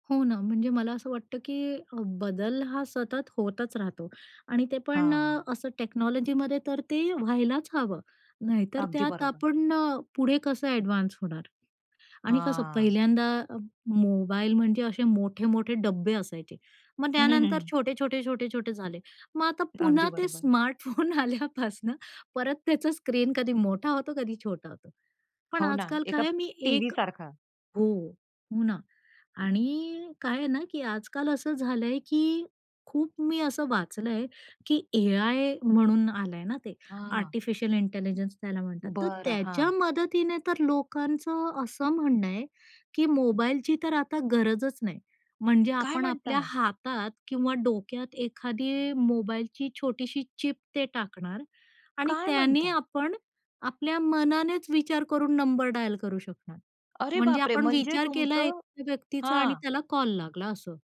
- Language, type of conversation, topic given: Marathi, podcast, स्मार्टफोन्स पुढच्या पाच ते दहा वर्षांत कसे दिसतील असं वाटतं?
- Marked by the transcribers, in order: in English: "टेक्नॉलॉजीमध्ये"; in English: "एडव्हान्स"; chuckle; laughing while speaking: "स्मार्टफोन आल्यापासनं"; in English: "आर्टिफिशियल इंटेलिजन्स"; in English: "चिप"; surprised: "काय म्हणता?"; in English: "डायल"; surprised: "अरे बापरे!"